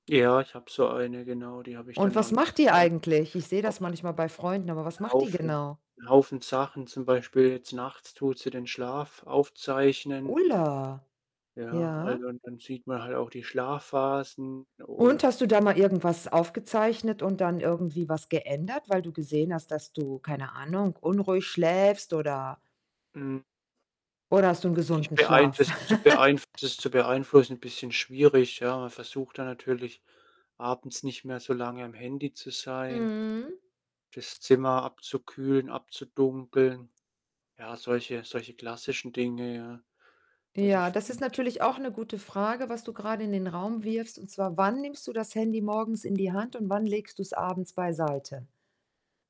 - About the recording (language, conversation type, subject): German, unstructured, Wie kannst du mithilfe von Technik glücklicher werden?
- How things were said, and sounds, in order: distorted speech; other background noise; laugh; tapping